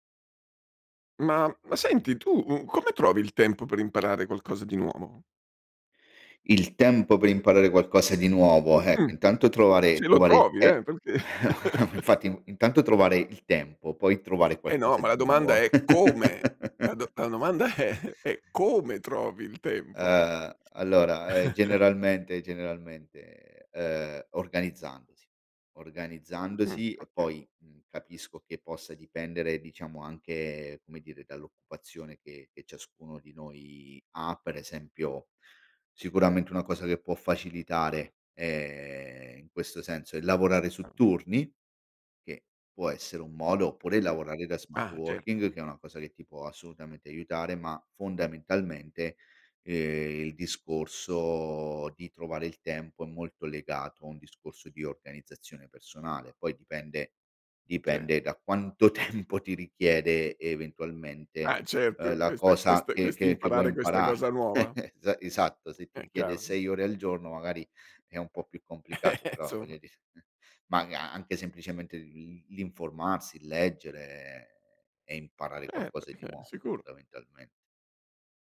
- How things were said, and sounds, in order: chuckle; other background noise; stressed: "come"; chuckle; laughing while speaking: "è"; stressed: "come"; chuckle; drawn out: "è"; laughing while speaking: "tempo"; chuckle; chuckle; drawn out: "e"; "fondamentalme" said as "damentalme"
- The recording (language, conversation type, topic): Italian, podcast, Come trovi il tempo per imparare qualcosa di nuovo?